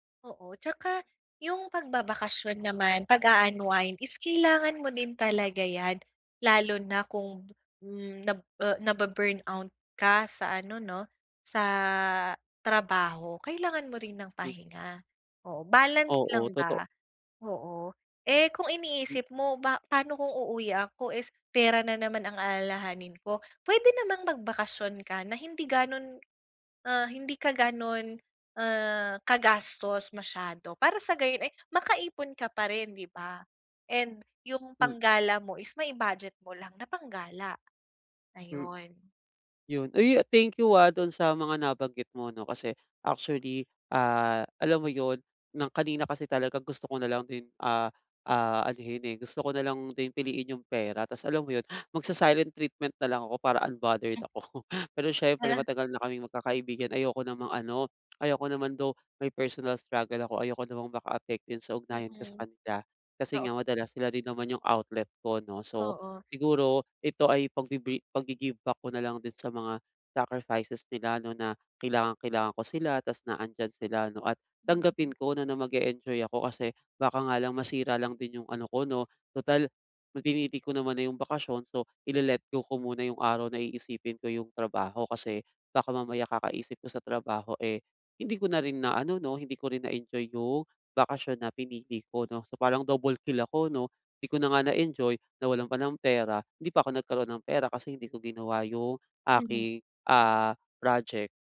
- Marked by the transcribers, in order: breath; in English: "unbothered"; laugh; chuckle; in English: "personal struggle"; in English: "double kill"
- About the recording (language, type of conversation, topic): Filipino, advice, Paano ko dapat timbangin ang oras kumpara sa pera?